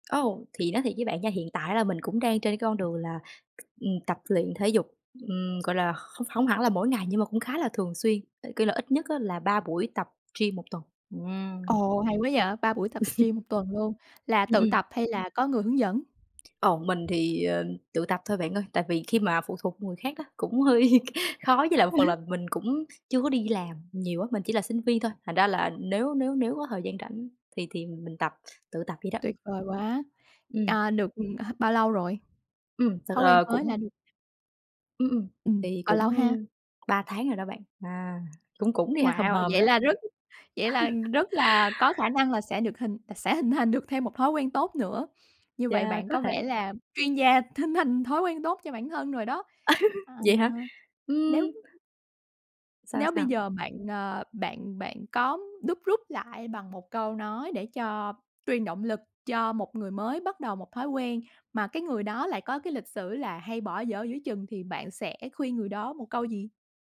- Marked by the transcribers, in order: other background noise; laugh; tapping; laughing while speaking: "hơi"; laugh; chuckle; laughing while speaking: "hình thành"; laugh
- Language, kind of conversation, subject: Vietnamese, podcast, Làm thế nào để bạn nuôi dưỡng thói quen tốt mỗi ngày?